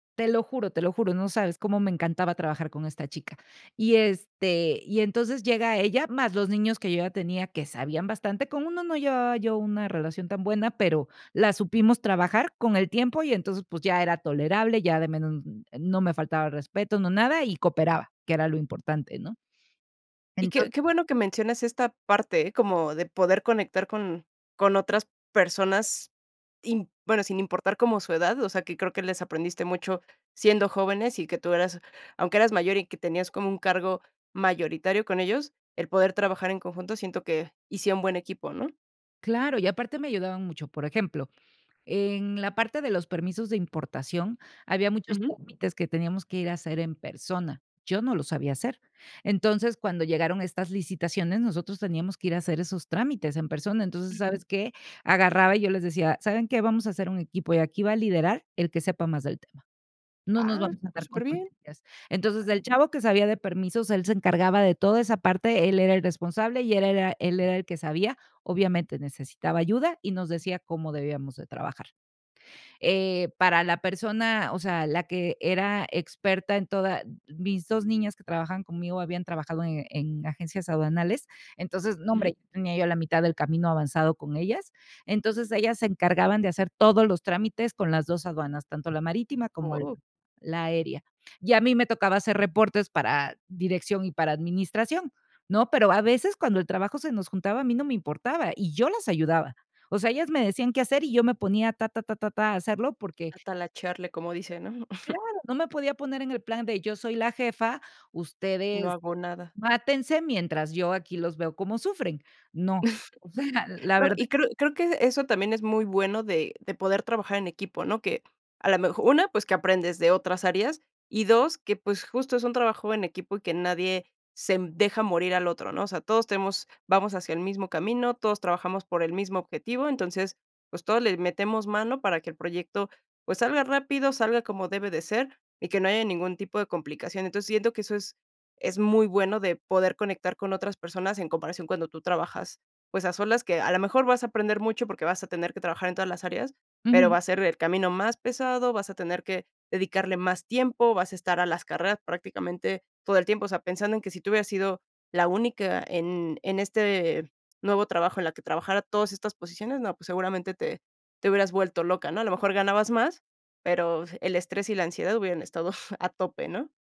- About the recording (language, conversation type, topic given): Spanish, podcast, ¿Te gusta más crear a solas o con más gente?
- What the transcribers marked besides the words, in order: other background noise; chuckle; chuckle; chuckle